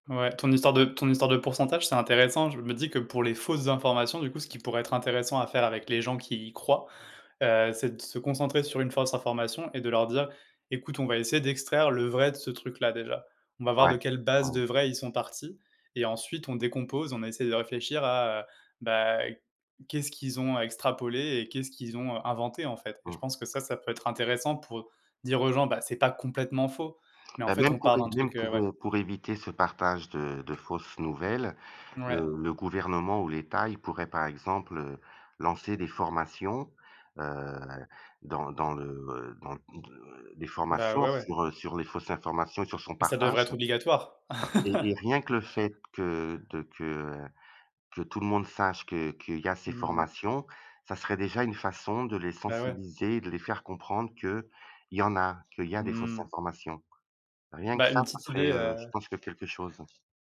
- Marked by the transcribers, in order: other noise; tapping; chuckle; other background noise
- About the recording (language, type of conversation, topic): French, unstructured, Quels sont les dangers des fausses informations sur internet ?